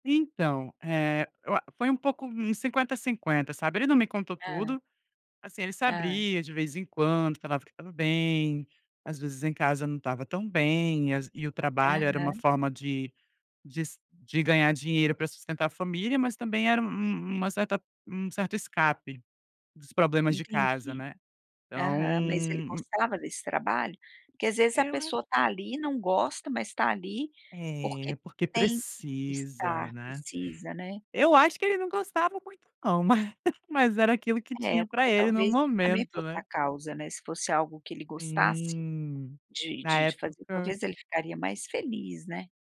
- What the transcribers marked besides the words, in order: other noise
- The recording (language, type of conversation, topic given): Portuguese, podcast, Como apoiar um amigo que está se isolando?